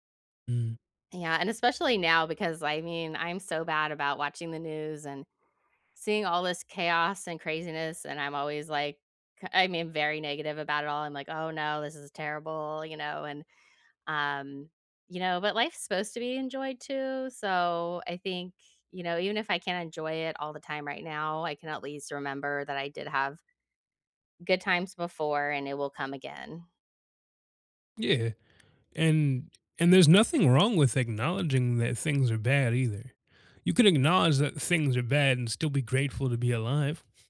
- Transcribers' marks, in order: tapping; scoff
- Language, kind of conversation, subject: English, unstructured, How can focusing on happy memories help during tough times?